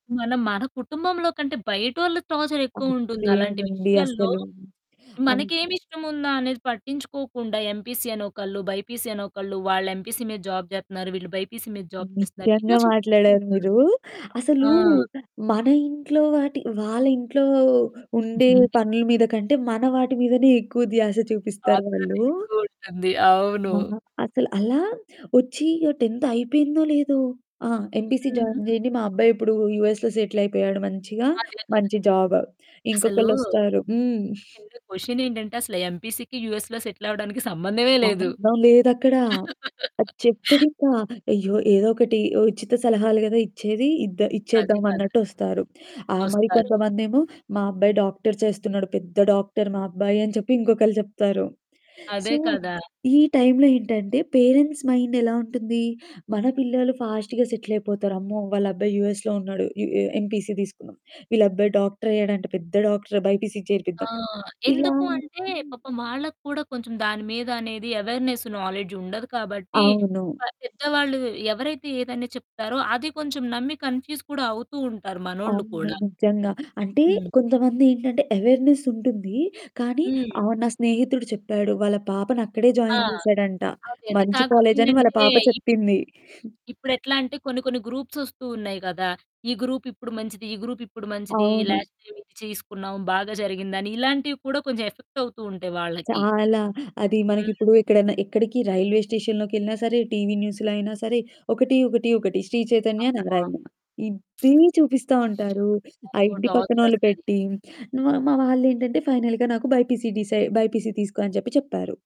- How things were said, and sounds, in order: in English: "టార్చర్"; static; in English: "ఎంపీసీ"; in English: "బైపీసీ"; in English: "ఎంపీసీ"; in English: "బైపీసీ"; in English: "జాబ్"; distorted speech; chuckle; in English: "టెన్త్"; in English: "ఎంపీసీ జాయిన్"; in English: "యూఎస్‌లో సెటిల్"; in English: "జాబ్"; in English: "క్వెషన్"; in English: "ఎంపీసీకి యూఎస్‌లో సెటిల్"; laugh; in English: "సో"; in English: "పేరెంట్స్ మైండ్"; in English: "ఫాస్ట్‌గా సెటిల్"; in English: "యూఎస్‌లో"; in English: "ఎంపీసీ"; in English: "బైపీసీ‌కి"; in English: "అవేర్‌నెస్ నాలెడ్జ్"; in English: "కన్‌ఫ్యూజ్"; in English: "అవేర్‌నెస్"; in English: "జాయిన్"; chuckle; in English: "గ్రూప్స్"; in English: "గ్రూప్"; in English: "గ్రూప్"; in English: "లాస్ట్ టైమ్"; in English: "ఎఫెక్ట్"; in English: "రైల్వే స్టేషన్‌లోకెళ్ళినా"; in English: "న్యూస్‌లో"; other background noise; stressed: "ఇదే"; in English: "టార్చర్"; in English: "ఫైనల్‌గా"; in English: "బైపీసీ డిసై బైపీసీ"
- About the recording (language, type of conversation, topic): Telugu, podcast, సాధారణంగా మీరు నిర్ణయం తీసుకునే ముందు స్నేహితుల సలహా తీసుకుంటారా, లేక ఒంటరిగా నిర్ణయించుకుంటారా?